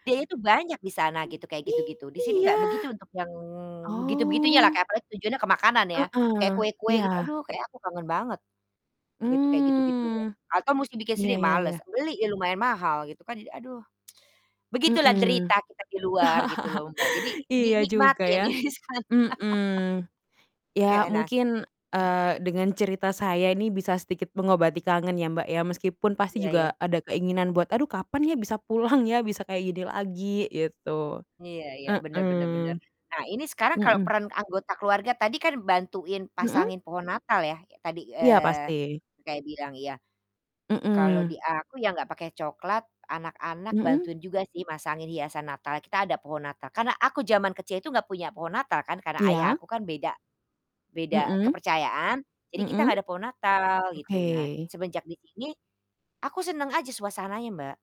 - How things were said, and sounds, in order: distorted speech; tapping; laugh; tongue click; laughing while speaking: "ya disana"; laugh
- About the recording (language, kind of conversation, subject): Indonesian, unstructured, Bagaimana tradisi keluarga Anda dalam merayakan hari besar keagamaan?